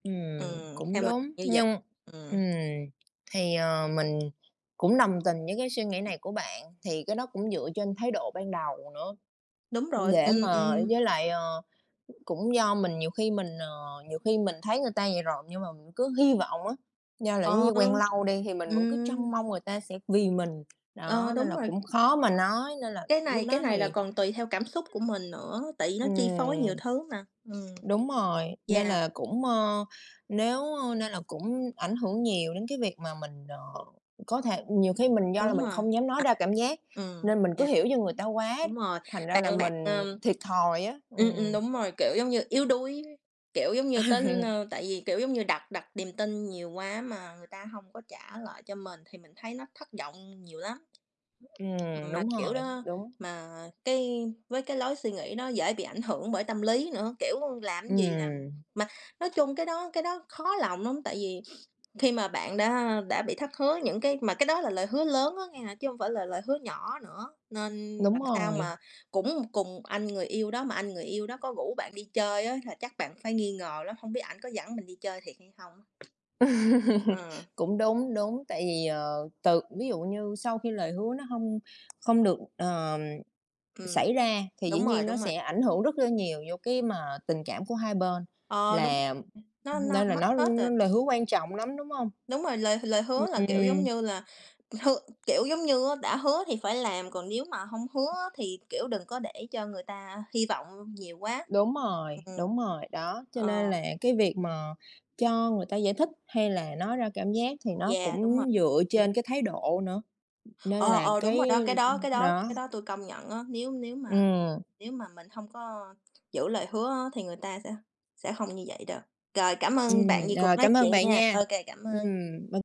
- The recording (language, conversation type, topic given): Vietnamese, unstructured, Bạn sẽ làm gì nếu người yêu không giữ một lời hứa quan trọng?
- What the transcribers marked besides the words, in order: other background noise; tapping; tsk; chuckle; laugh; other noise